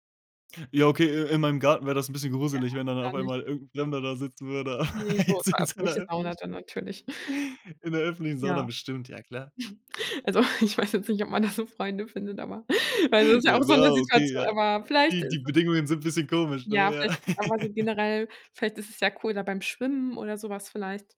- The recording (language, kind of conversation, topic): German, podcast, Was kann jede*r tun, damit andere sich weniger allein fühlen?
- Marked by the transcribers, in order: laugh; laughing while speaking: "Jetzt in so 'ner öffentlichen"; chuckle; laughing while speaking: "Also, ich weiß jetzt nicht, ob man da so"; laugh